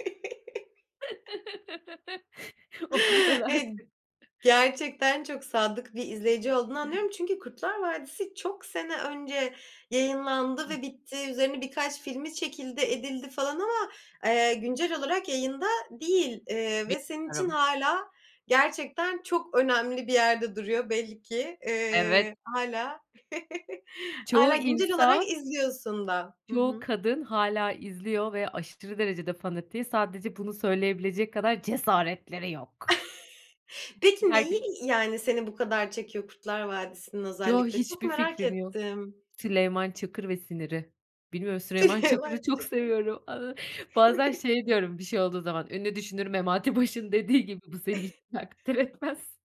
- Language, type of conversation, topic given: Turkish, podcast, Çocukluğunda en unutulmaz bulduğun televizyon dizisini anlatır mısın?
- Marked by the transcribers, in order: laugh; inhale; chuckle; throat clearing; unintelligible speech; chuckle; chuckle; stressed: "cesaretleri yok"; unintelligible speech; chuckle